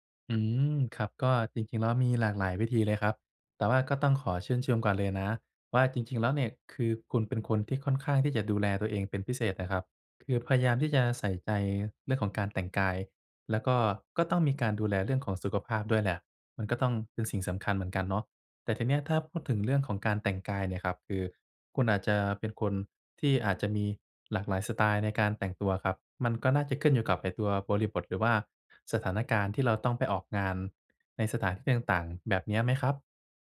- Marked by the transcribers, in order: none
- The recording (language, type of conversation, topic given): Thai, advice, จะแต่งกายให้ดูดีด้วยงบจำกัดควรเริ่มอย่างไร?